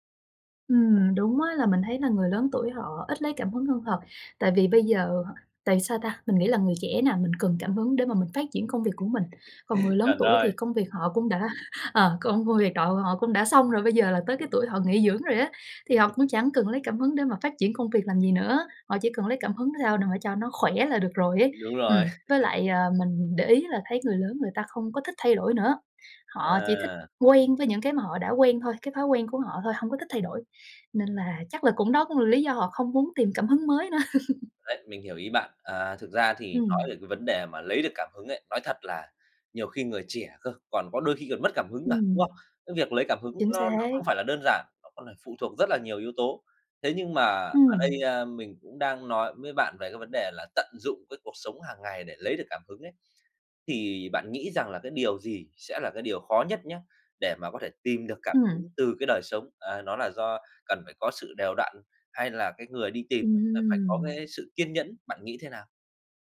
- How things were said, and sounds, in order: tapping; laugh; laugh; unintelligible speech; laughing while speaking: "rồi"; laugh; other background noise; laugh; background speech
- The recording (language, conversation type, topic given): Vietnamese, podcast, Bạn tận dụng cuộc sống hằng ngày để lấy cảm hứng như thế nào?